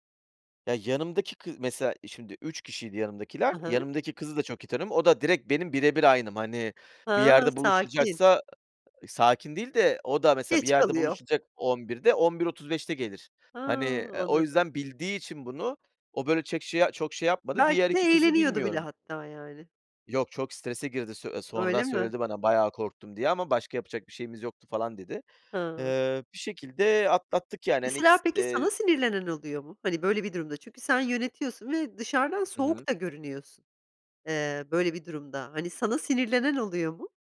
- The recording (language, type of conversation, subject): Turkish, podcast, Uçağı kaçırdığın bir günü nasıl atlattın, anlatır mısın?
- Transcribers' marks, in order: other background noise; tapping